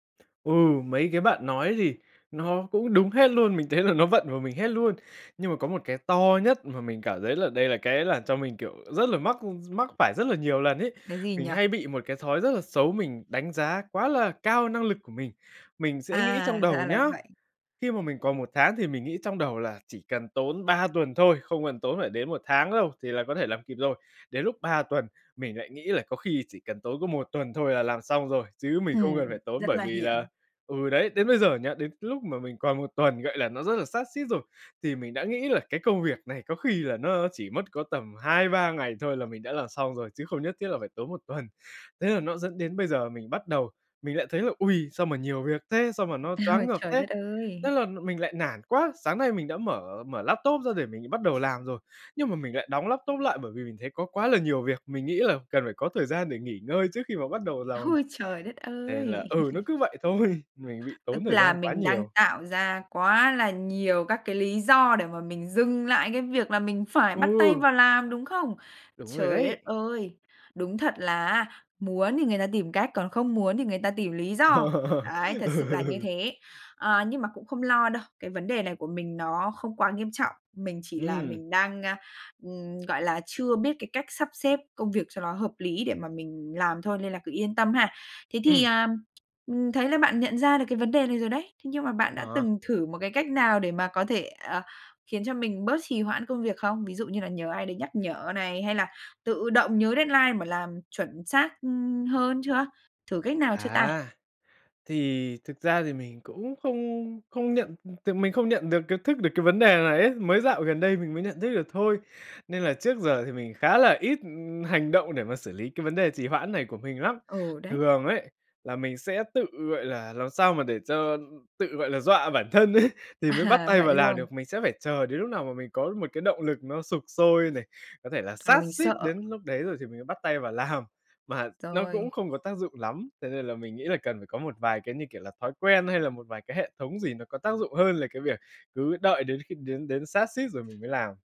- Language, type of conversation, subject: Vietnamese, advice, Làm thế nào để tránh trì hoãn công việc khi tôi cứ để đến phút cuối mới làm?
- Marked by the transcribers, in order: tapping; laugh; other background noise; laugh; laughing while speaking: "thôi"; laughing while speaking: "Ờ. Ừ"; in English: "deadline"; laughing while speaking: "ấy"; laughing while speaking: "À"; laughing while speaking: "làm"